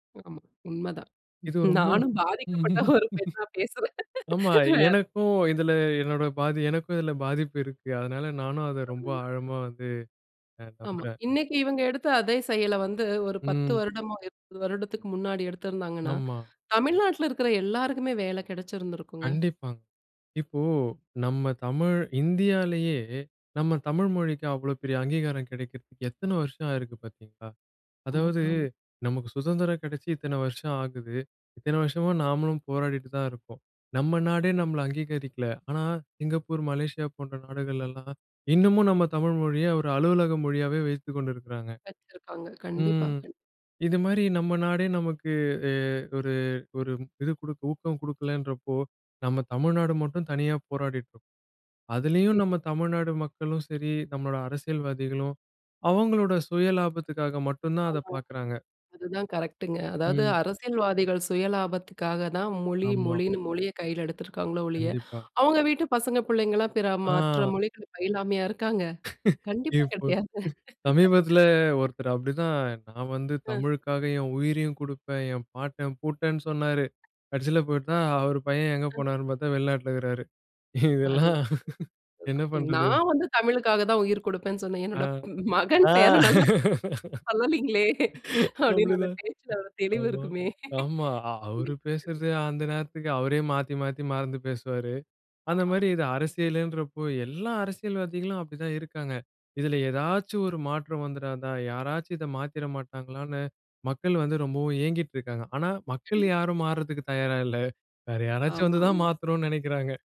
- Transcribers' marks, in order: other background noise; laughing while speaking: "நானும் பாதிக்கப்பட்ட ஒரு பெண்ணா பேசுறேன். வேற"; laugh; unintelligible speech; unintelligible speech; trusting: "ஆமா. இன்னைக்கு இவங்க எடுத்த அதே … எல்லாருக்குமே வேலை கிடைச்சிருந்திருக்குங்க"; laughing while speaking: "இப்போ சமீபத்தில ஒருத்தர் அப்படிதான் நான் வந்து தமிழுக்காக என் உயிரையும் குடுப்பேன்"; laughing while speaking: "கண்டிப்பா கிடையாது"; other noise; laughing while speaking: "இதெல்லாம் என்ன பண்றது?"; laughing while speaking: "ஆ அப்படிதான். ஆமா ஆமா"; laughing while speaking: "என்னுடைய ப் மகன் பேரன்னல்லா சொல்லலீங்களே … இருக்குமே. கண்டிப்பா கண்டிப்பா"
- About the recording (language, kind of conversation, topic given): Tamil, podcast, மொழியை கொஞ்சம் மறந்துவிட்டதாக உணர்ந்தால் உங்களுக்கு எப்படி தோன்றும்?